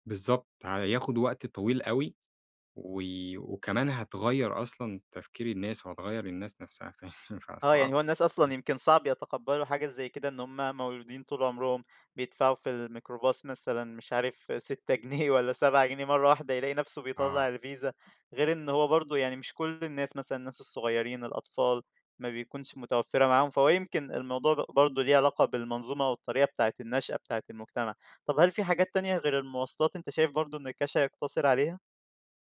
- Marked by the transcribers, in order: laughing while speaking: "فيعني"; laughing while speaking: "جنيه"
- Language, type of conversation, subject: Arabic, podcast, إيه رأيك في مستقبل الدفع بالكاش مقارنة بالدفع الرقمي؟